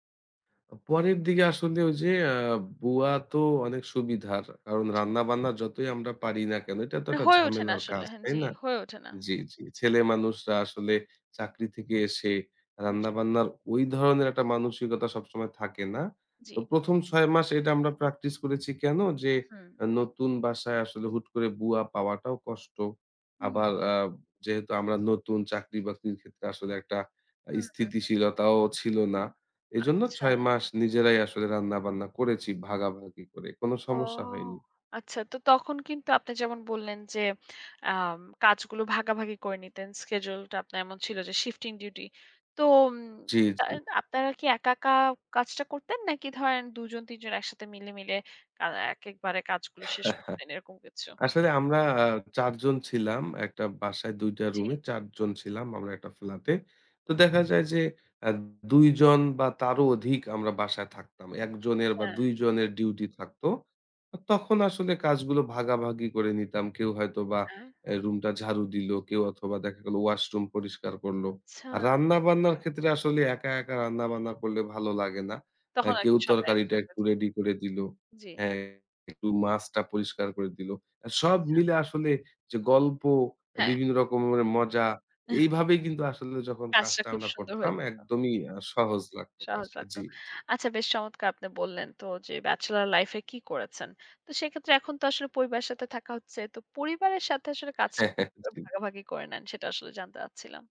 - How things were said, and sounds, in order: other background noise; lip smack; tapping; chuckle; horn; chuckle; chuckle
- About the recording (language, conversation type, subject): Bengali, podcast, রুমমেট বা পরিবারের সঙ্গে কাজ ভাগাভাগি কীভাবে করেন?